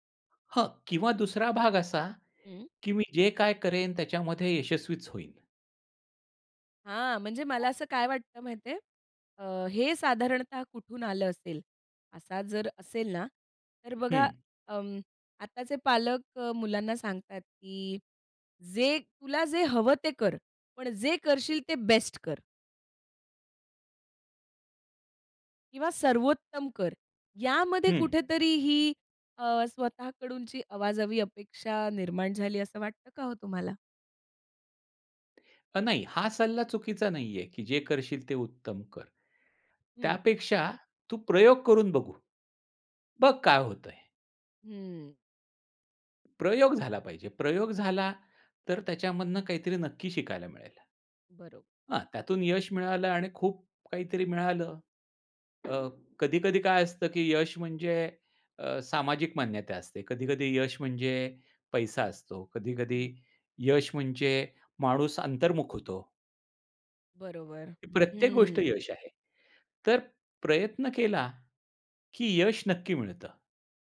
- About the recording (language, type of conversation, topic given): Marathi, podcast, तणावात स्वतःशी दयाळूपणा कसा राखता?
- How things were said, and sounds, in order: tapping; other background noise; other noise